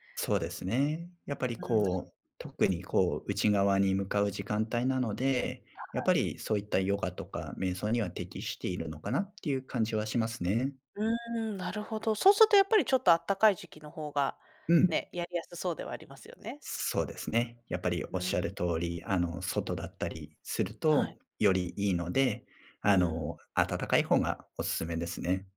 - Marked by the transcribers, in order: tapping
- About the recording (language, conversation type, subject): Japanese, podcast, 忘れられない夕焼けや朝焼けを見た場所はどこですか？